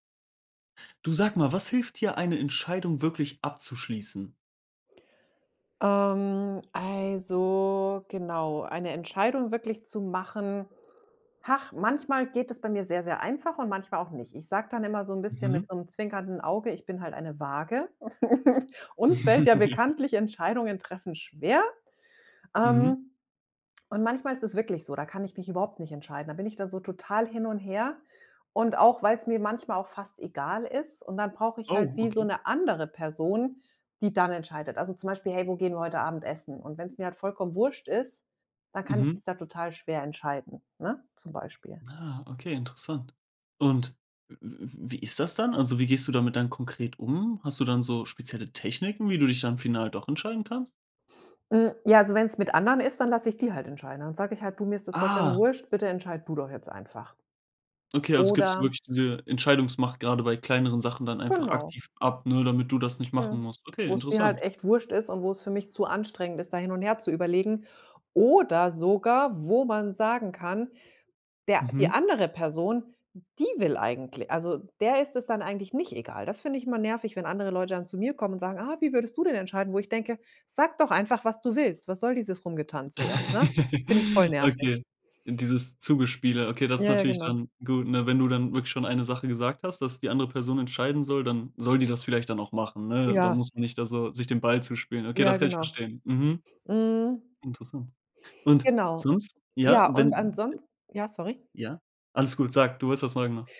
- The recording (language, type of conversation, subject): German, podcast, Was hilft dir dabei, eine Entscheidung wirklich abzuschließen?
- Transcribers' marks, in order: chuckle; chuckle